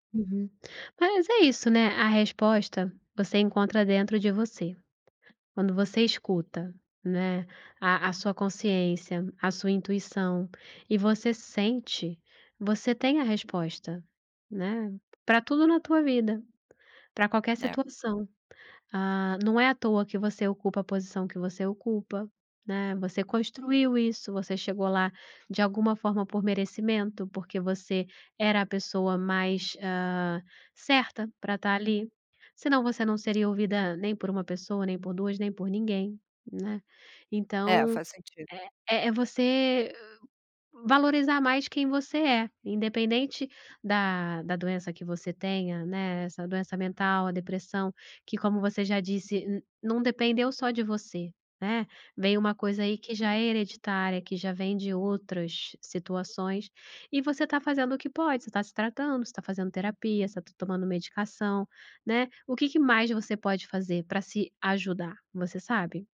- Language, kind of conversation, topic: Portuguese, advice, Como posso falar sobre a minha saúde mental sem medo do estigma social?
- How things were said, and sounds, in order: none